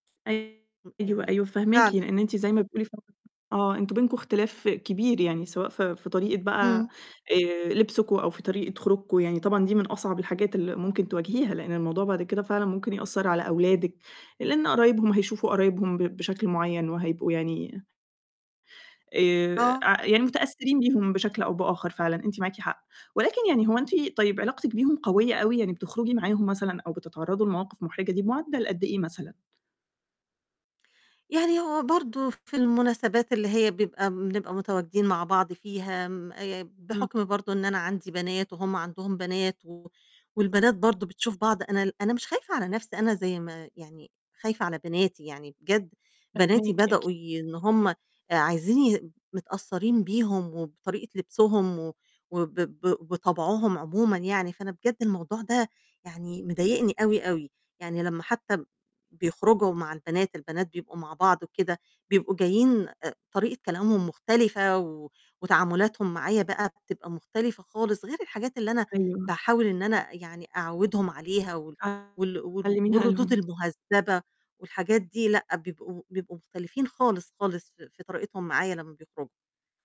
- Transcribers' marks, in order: tapping; distorted speech; unintelligible speech
- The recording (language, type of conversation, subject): Arabic, advice, إزاي اختلاف القيم الدينية أو العائلية بيأثر على علاقتك؟